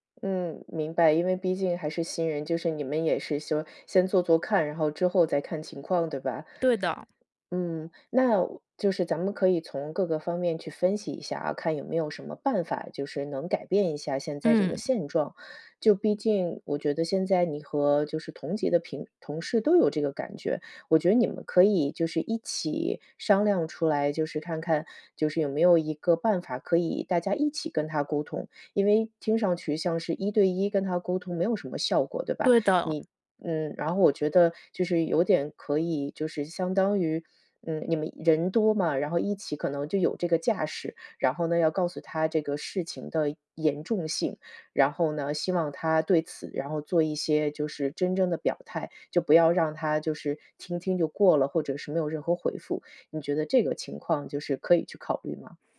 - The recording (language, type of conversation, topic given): Chinese, advice, 如何在觉得同事抢了你的功劳时，理性地与对方当面对质并澄清事实？
- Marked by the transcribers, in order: "说" said as "修"; other background noise